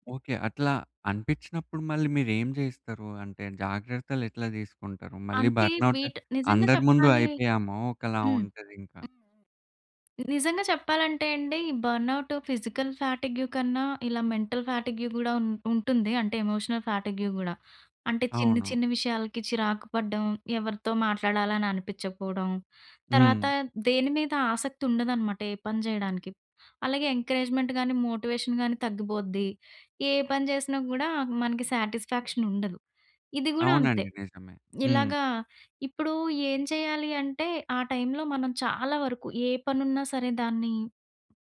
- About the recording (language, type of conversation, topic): Telugu, podcast, బర్నౌట్ వస్తుందేమో అనిపించినప్పుడు మీరు మొదటిగా ఏ లక్షణాలను గమనిస్తారు?
- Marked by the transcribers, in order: in English: "బర్న్అవుట్"; other noise; in English: "బర్న్అవుట్ ఫిజికల్ ఫ్యాటిగ్యూ"; in English: "మెంటల్ ఫ్యాటిగ్యూ"; in English: "ఎమోషనల్ ఫ్యాటిగ్యూ"; in English: "ఎంకరేజ్‌మెంట్"; in English: "మోటివేషన్"; in English: "సాటిస్‌ఫాక్షన్"; in English: "టైమ్‌లో"